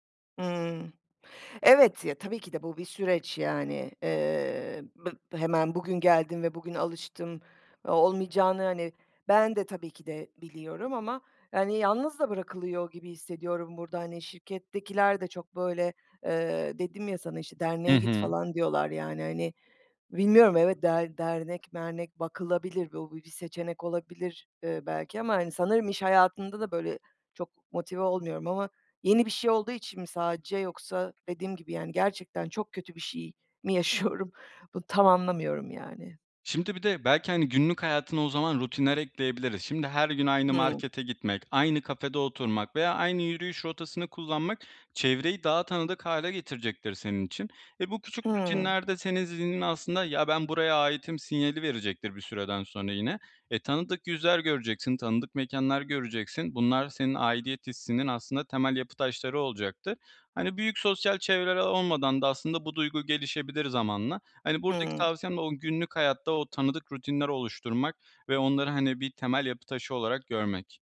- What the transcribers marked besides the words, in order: laughing while speaking: "mi yaşıyorum?"
- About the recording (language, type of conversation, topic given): Turkish, advice, Yeni bir yerde kendimi nasıl daha çabuk ait hissedebilirim?